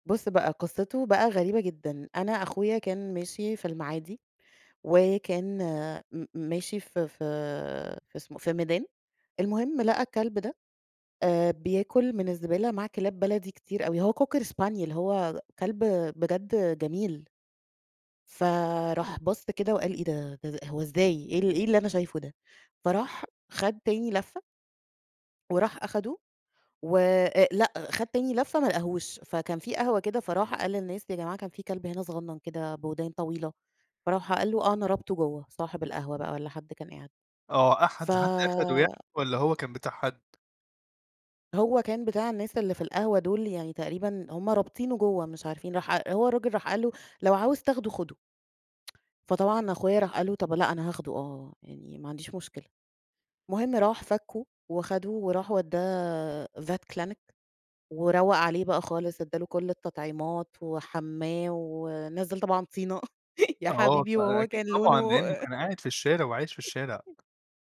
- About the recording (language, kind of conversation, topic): Arabic, podcast, كان عندك حيوان أليف قبل كده؟ احكيلي حكاية حصلت بينك وبينه؟
- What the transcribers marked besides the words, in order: tsk; in English: "vet clinic"; chuckle; chuckle; tapping